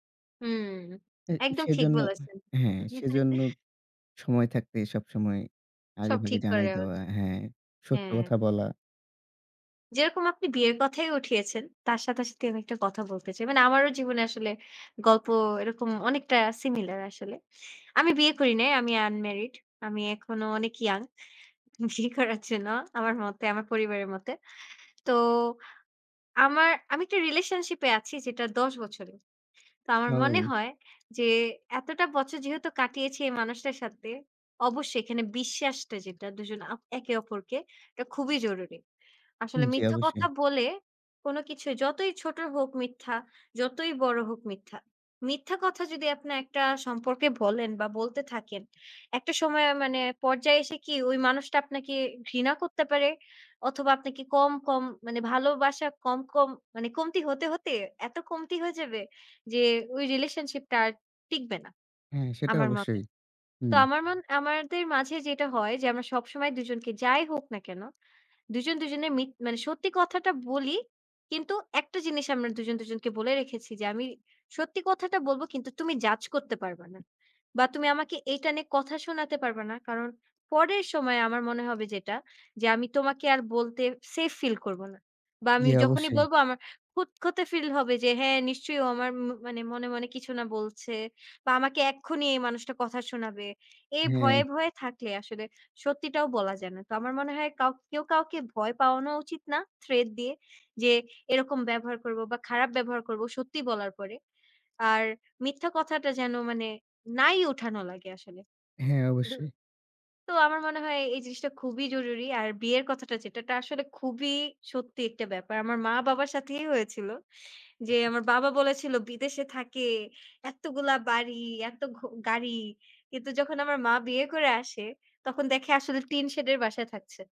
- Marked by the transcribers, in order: laugh; "নেওয়া" said as "রেওয়া"; other background noise
- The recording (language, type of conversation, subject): Bengali, unstructured, আপনি কি মনে করেন মিথ্যা বলা কখনো ঠিক?
- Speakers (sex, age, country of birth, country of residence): female, 20-24, Bangladesh, Bangladesh; male, 25-29, Bangladesh, Bangladesh